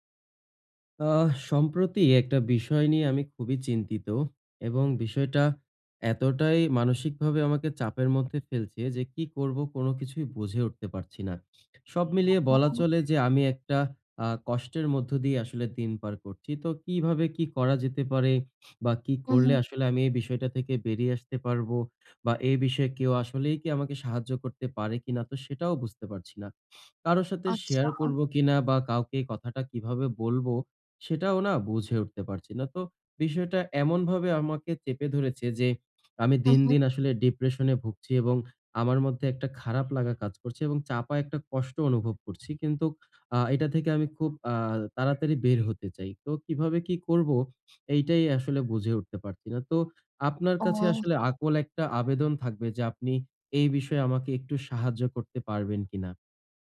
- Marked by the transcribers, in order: horn; bird
- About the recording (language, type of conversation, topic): Bengali, advice, পার্টি বা উৎসবে বন্ধুদের সঙ্গে ঝগড়া হলে আমি কীভাবে শান্তভাবে তা মিটিয়ে নিতে পারি?